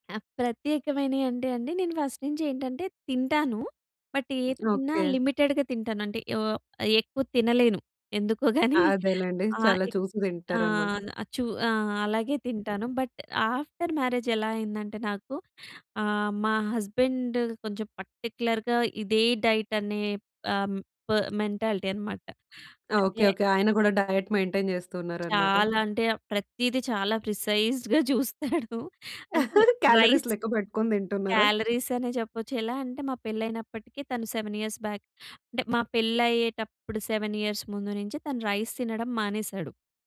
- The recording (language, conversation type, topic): Telugu, podcast, ప్రతి రోజు బలంగా ఉండటానికి మీరు ఏ రోజువారీ అలవాట్లు పాటిస్తారు?
- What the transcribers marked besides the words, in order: in English: "ఫస్ట్"; in English: "బట్"; in English: "లిమిటెడ్‌గా"; other background noise; in English: "బట్ ఆఫ్టర్ మ్యారేజ్"; in English: "హస్బెండ్"; in English: "పర్టిక్యులర్‌గా"; in English: "డైట్"; in English: "మెంటాలిటీ"; in English: "డైట్ మెయింటైన్"; in English: "ప్రిసైజ్డ్‌గా"; laughing while speaking: "చూస్తాడు"; chuckle; in English: "క్యాలరీస్"; in English: "రైస్"; in English: "క్యాలరీస్"; in English: "సెవెన్ ఇయర్స్ బ్యాక్"; in English: "సెవెన్ ఇయర్స్"; in English: "రైస్"